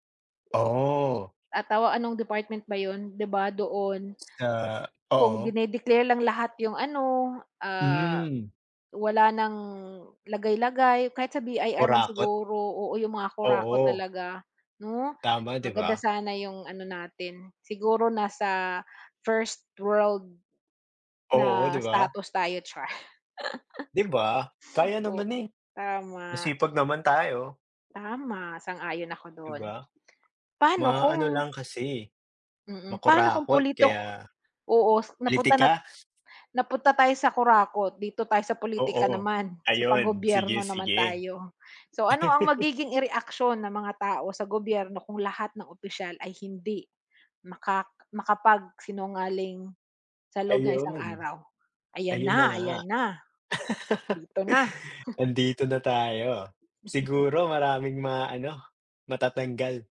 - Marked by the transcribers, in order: laugh; "politiko" said as "politoko"; laugh; laugh; chuckle; laugh
- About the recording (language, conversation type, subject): Filipino, unstructured, Ano ang mga posibleng mangyari kung sa loob ng isang araw ay hindi makapagsisinungaling ang lahat ng tao?